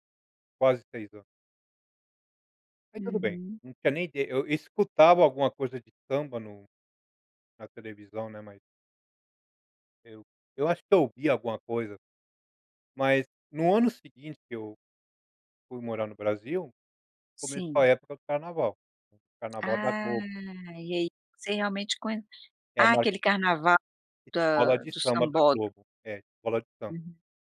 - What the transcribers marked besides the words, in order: none
- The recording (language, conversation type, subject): Portuguese, podcast, Que música ou dança da sua região te pegou de jeito?